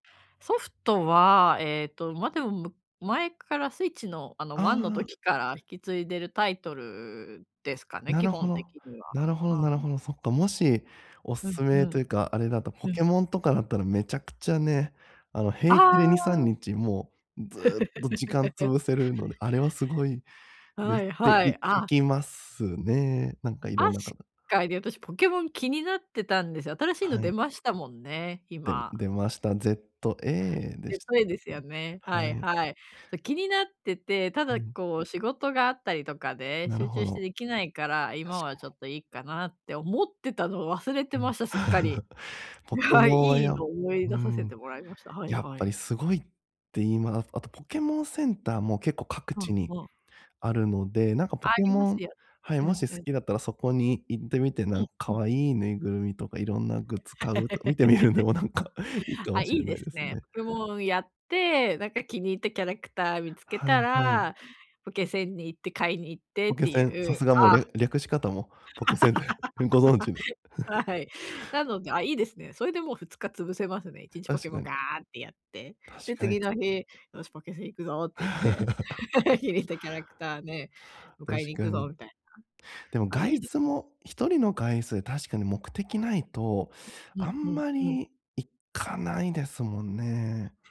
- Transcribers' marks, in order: laugh; laugh; laughing while speaking: "ぬ はい"; laughing while speaking: "見てみるんでもなんか"; laugh; other background noise; laugh; chuckle; laugh; other noise
- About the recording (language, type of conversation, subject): Japanese, advice, 余暇をもっと楽しめるようになるにはどうすればいいですか？